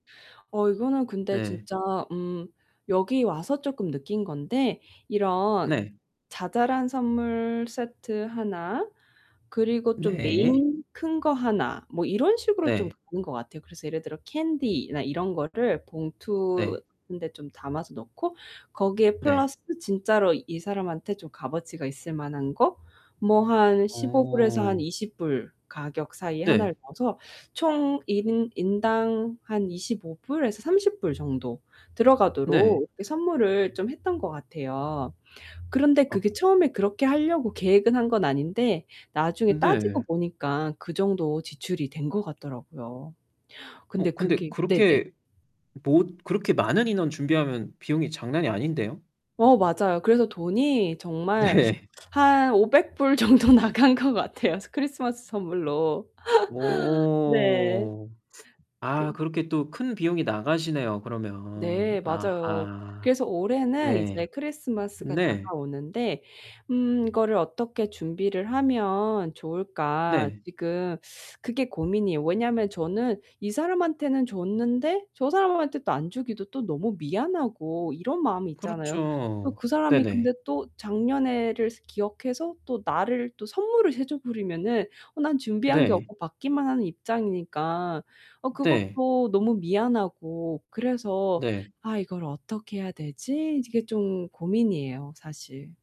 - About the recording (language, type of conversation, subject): Korean, advice, 선물·접대 부담으로 과도한 지출을 반복하는 이유는 무엇인가요?
- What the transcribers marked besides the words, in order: other background noise; distorted speech; laughing while speaking: "네"; laughing while speaking: "나간 것 같아요"; laugh; tapping; static